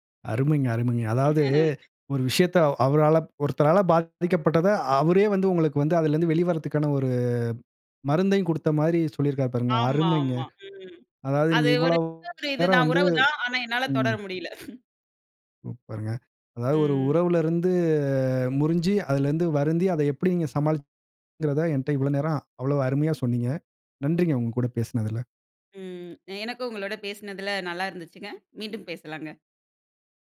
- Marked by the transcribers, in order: laugh; "கொடுத்த மாதிரி சொல்லியிருக்கிறாரு" said as "குடுத்த மாரி சொல்லியிருக்காரு"; unintelligible speech; other noise; chuckle; "அவ்வளவு" said as "அவ்ளோ"
- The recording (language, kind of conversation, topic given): Tamil, podcast, ஒரு உறவு முடிந்ததற்கான வருத்தத்தை எப்படிச் சமாளிக்கிறீர்கள்?